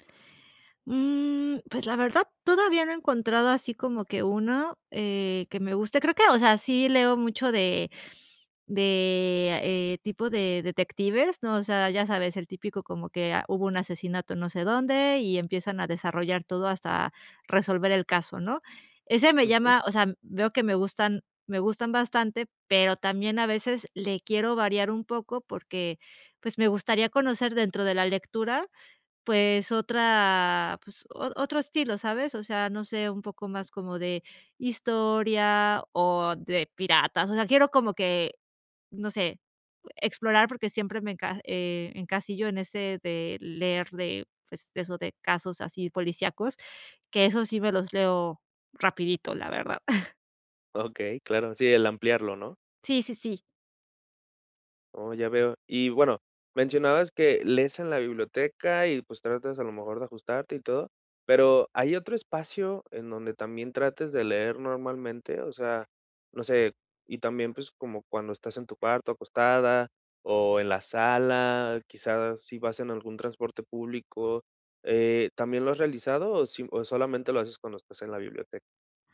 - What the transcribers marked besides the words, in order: chuckle; laughing while speaking: "Okey"
- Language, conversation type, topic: Spanish, advice, ¿Por qué no logro leer todos los días aunque quiero desarrollar ese hábito?